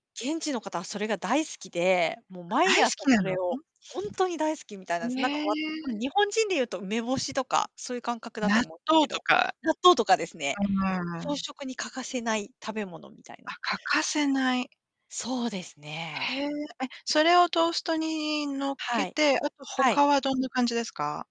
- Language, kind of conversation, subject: Japanese, unstructured, 初めて訪れた場所の思い出は何ですか？
- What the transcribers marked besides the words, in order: other background noise; distorted speech; unintelligible speech